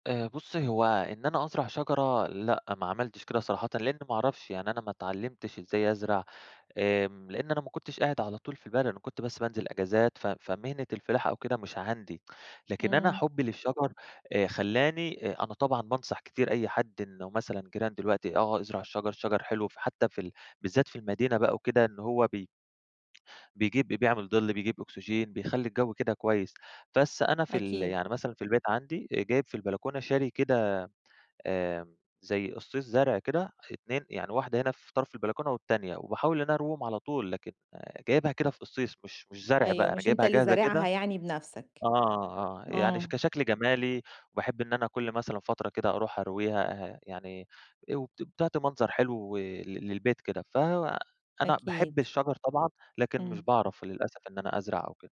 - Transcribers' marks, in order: tapping
- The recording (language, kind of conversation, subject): Arabic, podcast, فيه نبتة أو شجرة بتحسي إن ليكي معاها حكاية خاصة؟